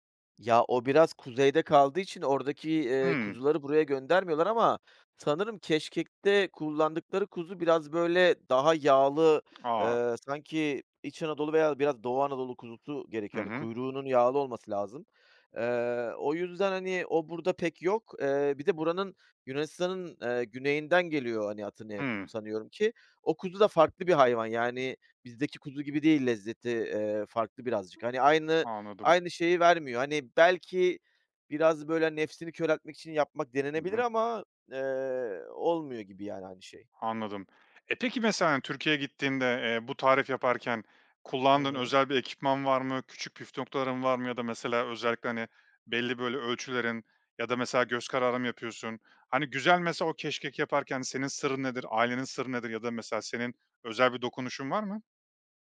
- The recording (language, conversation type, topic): Turkish, podcast, Ailenin aktardığı bir yemek tarifi var mı?
- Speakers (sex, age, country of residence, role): male, 35-39, Estonia, host; male, 40-44, Greece, guest
- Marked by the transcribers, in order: other background noise